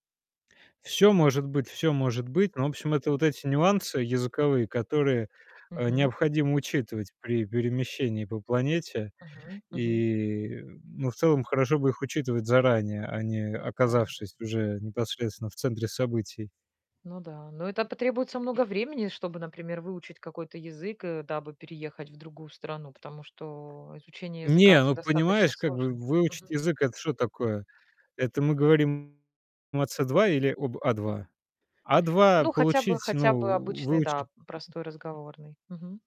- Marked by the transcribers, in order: distorted speech; static; tapping; other background noise
- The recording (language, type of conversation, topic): Russian, podcast, Как миграция или поездки повлияли на твоё самоощущение?